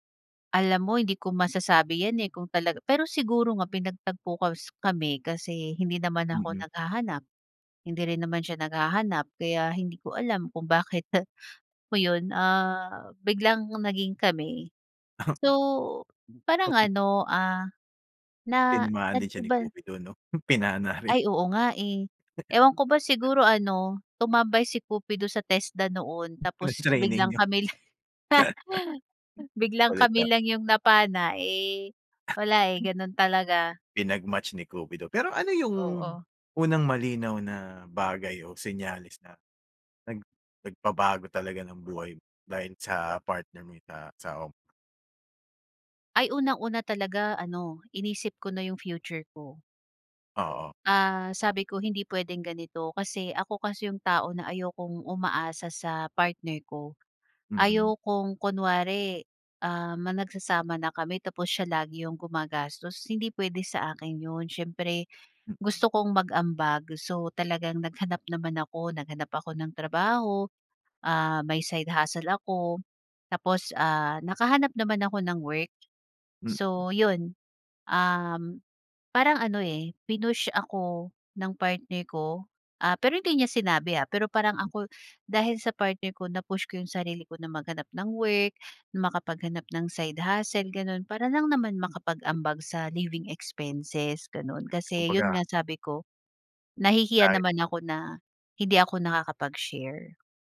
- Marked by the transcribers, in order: cough; laughing while speaking: "Pinana rin"; other background noise; chuckle
- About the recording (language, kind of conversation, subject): Filipino, podcast, Sino ang bigla mong nakilala na nagbago ng takbo ng buhay mo?